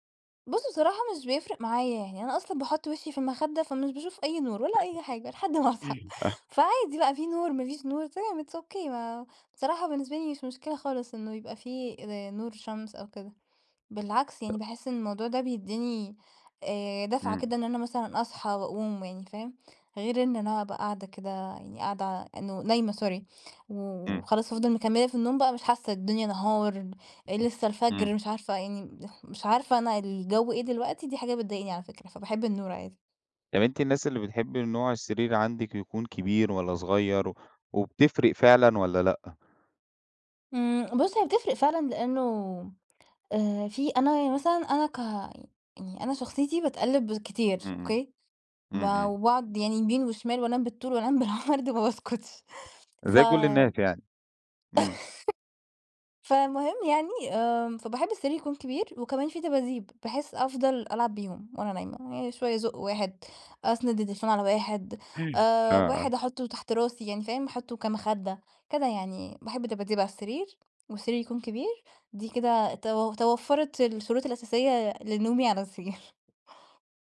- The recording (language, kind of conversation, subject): Arabic, podcast, إيه الحاجات اللي بتخلّي أوضة النوم مريحة؟
- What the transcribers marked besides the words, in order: other background noise; unintelligible speech; laughing while speaking: "لحد ما أصحى"; in English: "it's okay"; laughing while speaking: "وأنام بالعرض ما باسكتش"; tapping; laugh; unintelligible speech; chuckle